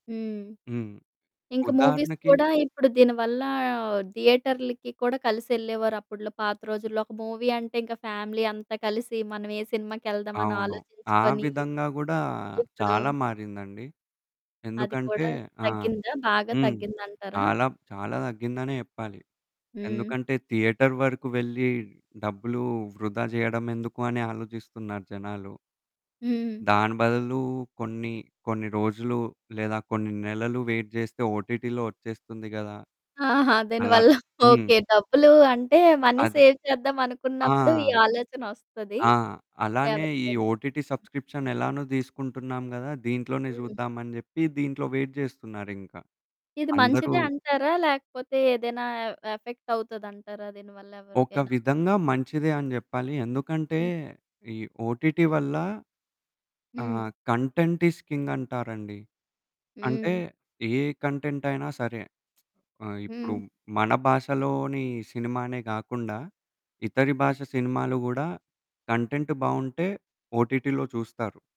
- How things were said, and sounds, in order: static; in English: "మూవీస్"; in English: "మూవీ"; in English: "ఫ్యామిలీ"; in English: "థియేటర్"; in English: "వెయిట్"; in English: "ఓటీటీలో"; chuckle; in English: "మనీ సేవ్"; in English: "ఓటీటీ సబ్‌స్క్రిప్షన్"; in English: "వెయిట్"; in English: "ఓటీటీ"; in English: "కంటెంట్ ఈజ్"; lip smack; in English: "కంటెంట్"; in English: "ఓటీటీలో"
- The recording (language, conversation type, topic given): Telugu, podcast, స్ట్రీమింగ్ సేవల ప్రభావంతో టీవీ చూసే అలవాట్లు మీకు ఎలా మారాయి అనిపిస్తోంది?